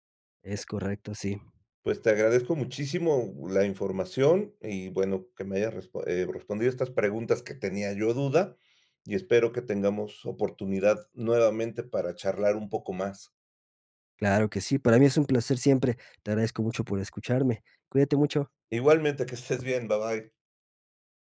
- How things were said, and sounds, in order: none
- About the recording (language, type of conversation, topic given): Spanish, podcast, ¿Qué pequeños cambios han marcado una gran diferencia en tu salud?
- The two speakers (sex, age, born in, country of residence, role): male, 25-29, Mexico, Mexico, guest; male, 55-59, Mexico, Mexico, host